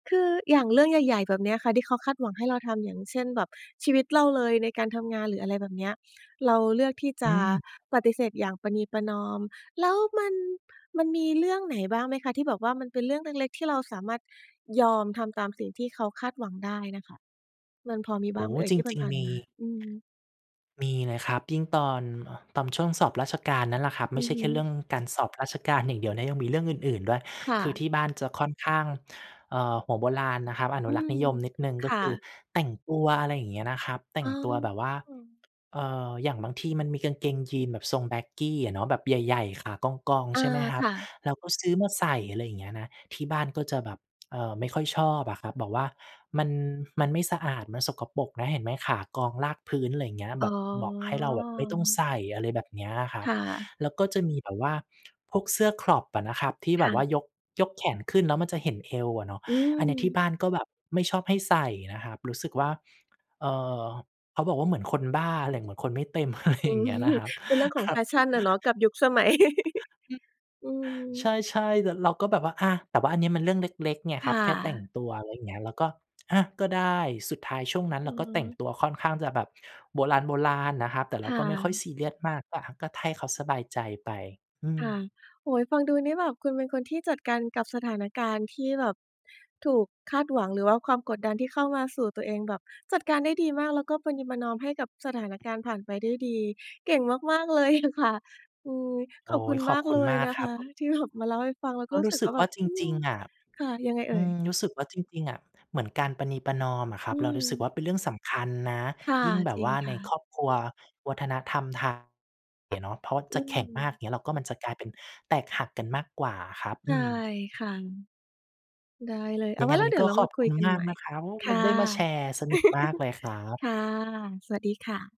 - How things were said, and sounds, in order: other background noise; in English: "baggy"; drawn out: "อ๋อ"; in English: "crop"; laughing while speaking: "อะไร"; laughing while speaking: "อืม"; chuckle; in English: "passion"; chuckle; "ให้" said as "ไท่"; laughing while speaking: "อะค่ะ"; laughing while speaking: "แบบ"; chuckle
- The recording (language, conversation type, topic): Thai, podcast, คุณรับมือกับความคาดหวังจากคนอื่นอย่างไร?